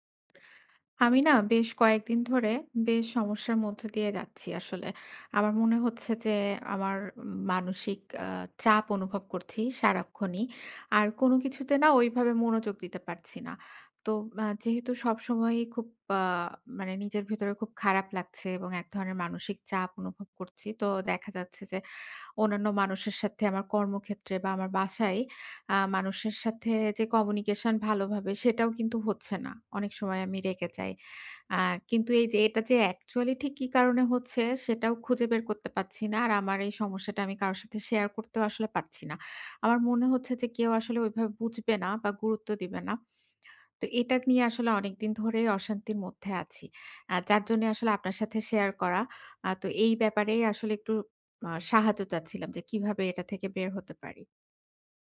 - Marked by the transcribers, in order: sigh; in English: "কমিউনিকেশন"; other background noise
- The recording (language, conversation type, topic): Bengali, advice, ভ্রমণ বা সাপ্তাহিক ছুটিতে মানসিক সুস্থতা বজায় রাখতে দৈনন্দিন রুটিনটি দ্রুত কীভাবে মানিয়ে নেওয়া যায়?